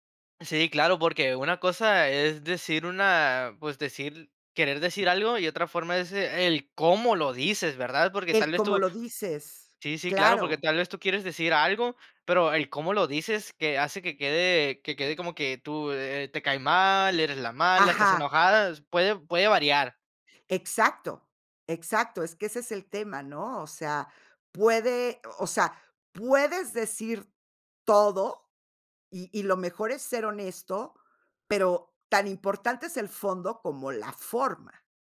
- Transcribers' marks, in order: none
- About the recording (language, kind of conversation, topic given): Spanish, podcast, ¿Qué haces para que alguien se sienta entendido?